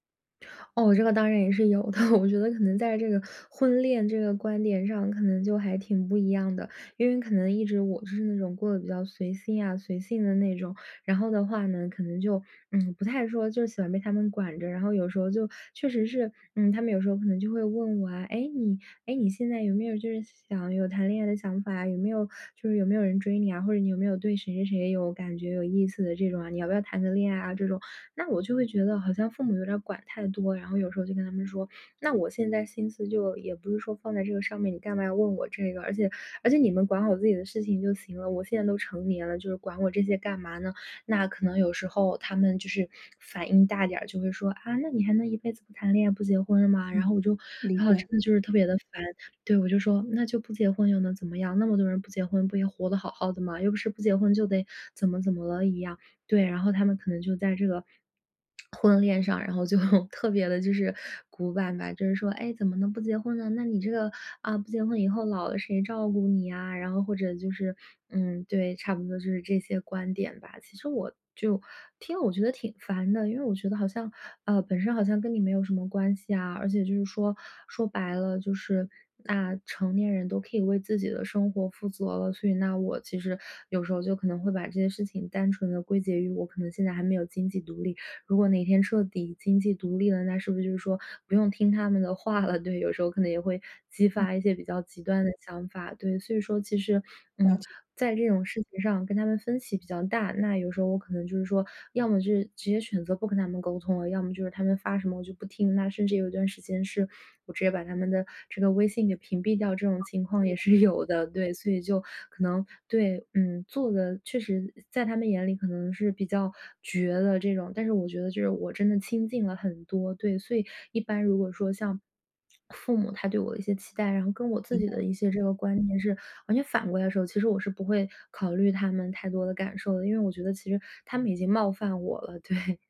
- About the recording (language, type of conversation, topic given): Chinese, podcast, 你平时如何在回应别人的期待和坚持自己的愿望之间找到平衡？
- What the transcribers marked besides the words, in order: chuckle; tsk; laughing while speaking: "然后就"; laughing while speaking: "对"; other background noise; laughing while speaking: "有的"; laughing while speaking: "对"